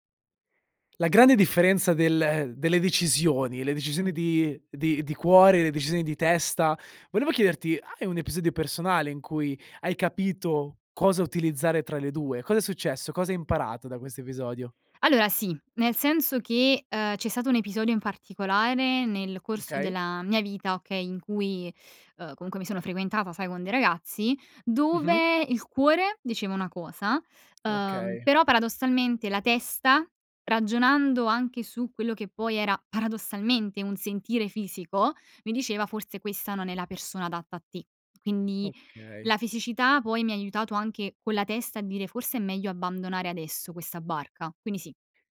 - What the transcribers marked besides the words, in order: none
- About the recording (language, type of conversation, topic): Italian, podcast, Quando è giusto seguire il cuore e quando la testa?